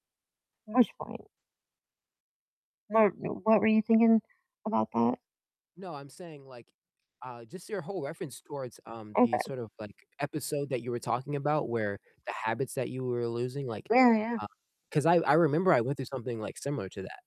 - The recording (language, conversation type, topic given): English, unstructured, What simple habits help you feel happier every day?
- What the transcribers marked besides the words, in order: unintelligible speech; static; distorted speech